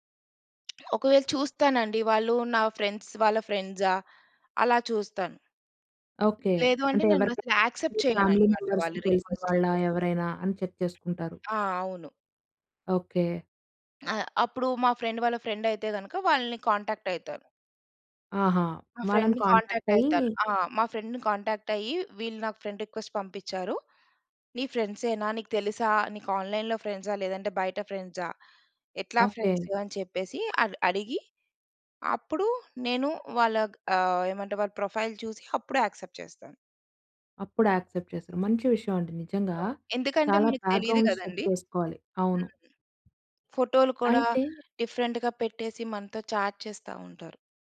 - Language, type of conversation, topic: Telugu, podcast, ఆన్‌లైన్‌లో మీరు మీ వ్యక్తిగత సమాచారాన్ని ఎంతవరకు పంచుకుంటారు?
- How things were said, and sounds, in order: tapping; in English: "ఫ్రెండ్స్"; other background noise; in English: "యాక్సెప్ట్"; in English: "ఫ్యామిలీ మెంబర్స్‌కి"; in English: "చెక్"; in English: "ఫ్రెండ్"; in English: "ఫ్రెండ్"; in English: "ఫ్రెండ్‌ని కాంటాక్ట్"; in English: "ఫ్రెండ్‌ని కాంటాక్ట్"; in English: "ఫ్రెండ్ రిక్వెస్ట్"; in English: "ఆన్‌లైన్‌లో"; in English: "ప్రొఫైల్"; in English: "యాక్సెప్ట్"; in English: "యాక్సెప్ట్"; in English: "బ్యాక్‌గ్రౌండ్స్ చెక్"; other noise; in English: "డిఫరెంట్‌గా"; in English: "చాట్"